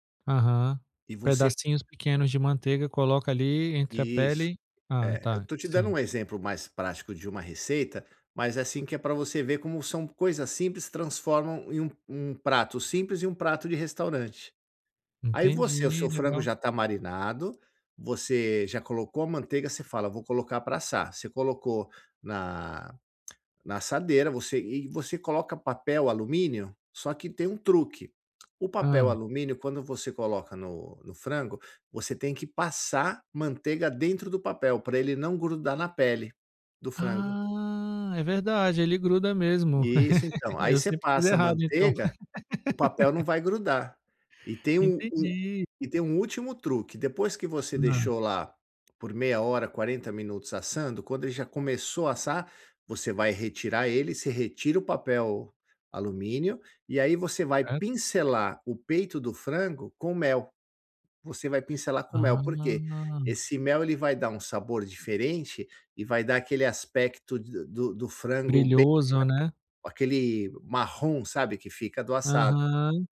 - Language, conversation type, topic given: Portuguese, advice, Como posso ganhar confiança para cozinhar todos os dias?
- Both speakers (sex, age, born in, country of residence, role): male, 35-39, Brazil, France, user; male, 50-54, Brazil, United States, advisor
- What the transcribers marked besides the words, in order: tapping; laugh; laugh